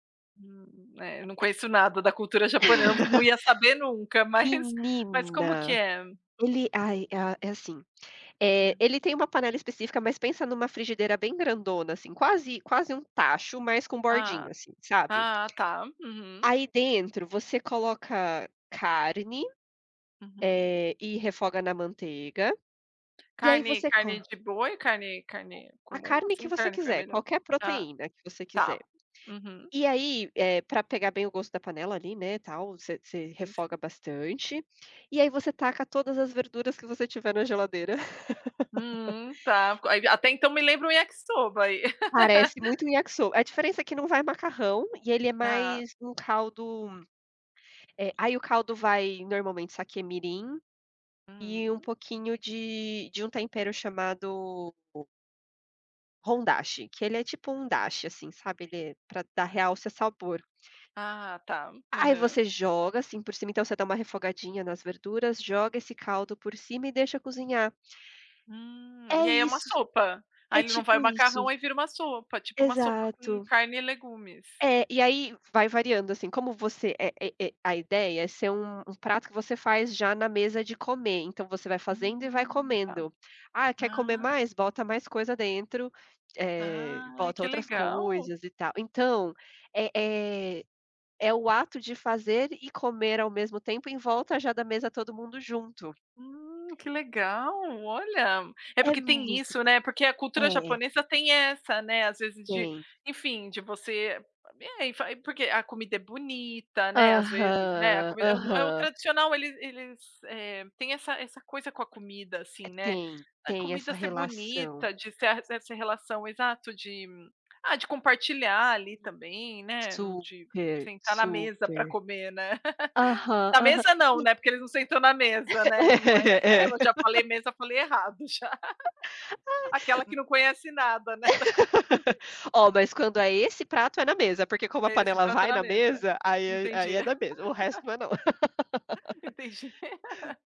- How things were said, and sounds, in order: laugh; chuckle; other background noise; tapping; laugh; laugh; in Japanese: "Yakisoba"; in Japanese: "hondashi"; in Japanese: "dashi"; drawn out: "Aham"; laugh; laughing while speaking: "É"; chuckle; laugh; laughing while speaking: "Ai"; laugh; laugh; laughing while speaking: "né, da cultura"; laugh
- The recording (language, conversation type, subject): Portuguese, unstructured, Qual prato você considera um verdadeiro abraço em forma de comida?